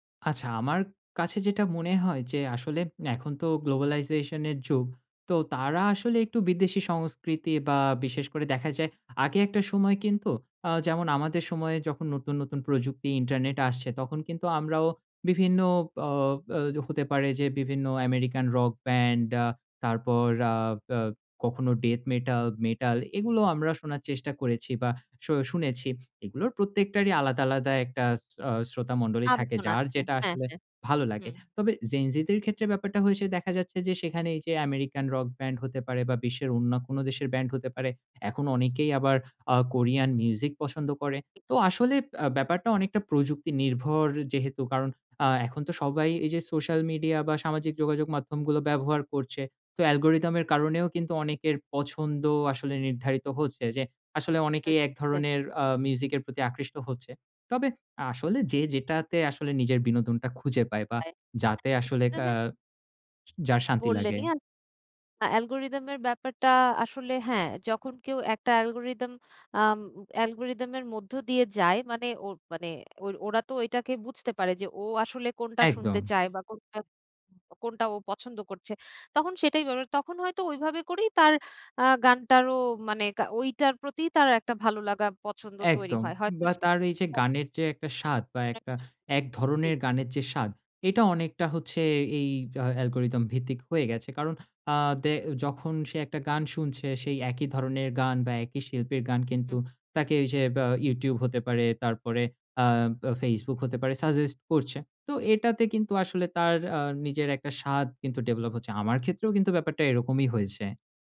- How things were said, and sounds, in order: in English: "globalization"; "অন্য" said as "অন্যা"; unintelligible speech; unintelligible speech; other noise; unintelligible speech
- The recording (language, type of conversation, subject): Bengali, podcast, কোন শিল্পী বা ব্যান্ড তোমাকে সবচেয়ে অনুপ্রাণিত করেছে?